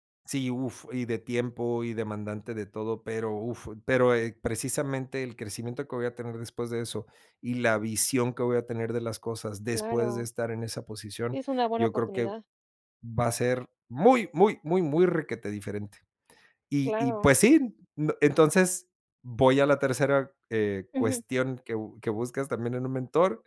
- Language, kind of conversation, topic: Spanish, podcast, ¿Qué esperas de un buen mentor?
- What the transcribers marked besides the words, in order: none